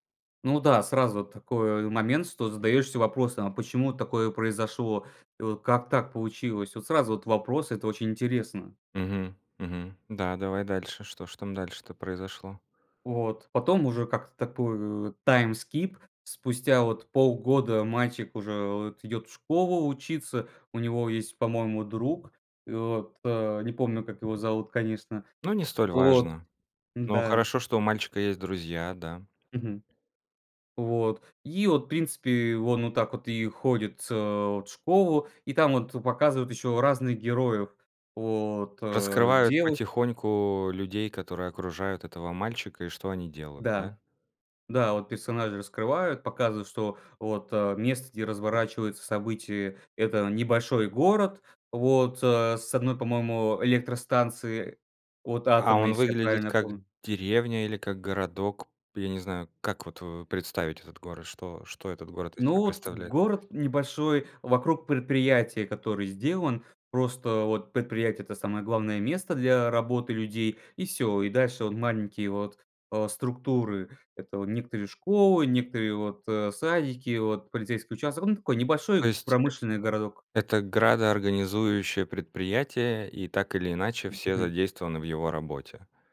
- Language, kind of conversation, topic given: Russian, podcast, Какой сериал стал для тебя небольшим убежищем?
- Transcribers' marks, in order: in English: "time skip"; tapping